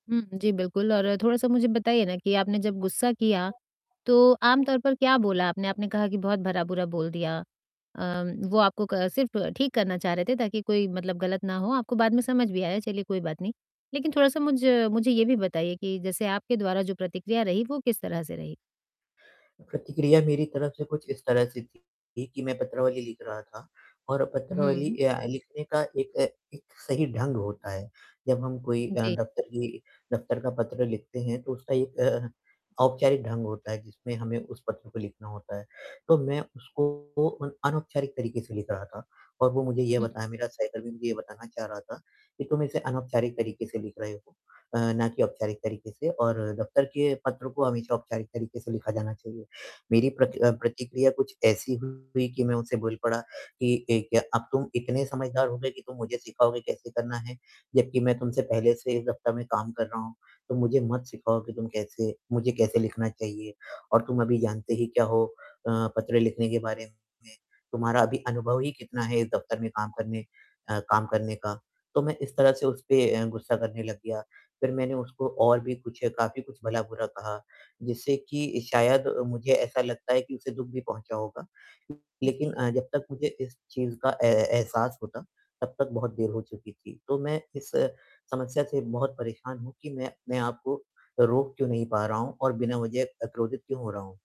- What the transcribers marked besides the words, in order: other background noise; other noise; distorted speech; tapping; static
- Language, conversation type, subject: Hindi, advice, कौन-सी चीजें मुझे उकसाती हैं और कमजोर कर देती हैं?